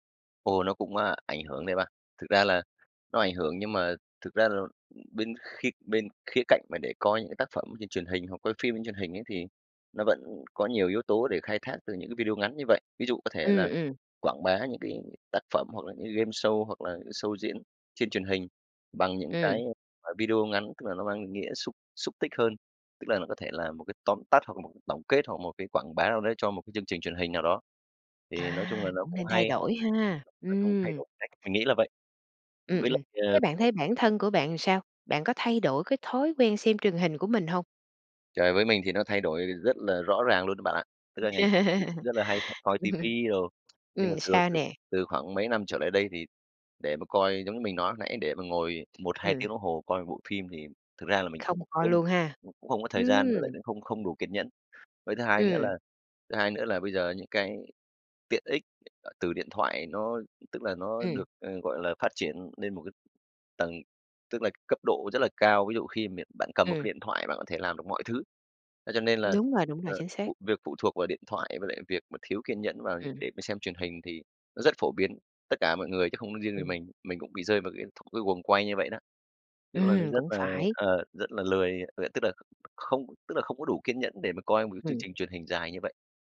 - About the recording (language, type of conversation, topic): Vietnamese, podcast, Bạn nghĩ mạng xã hội ảnh hưởng thế nào tới truyền hình?
- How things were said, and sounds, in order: tapping; in English: "show"; other background noise; unintelligible speech; laugh; unintelligible speech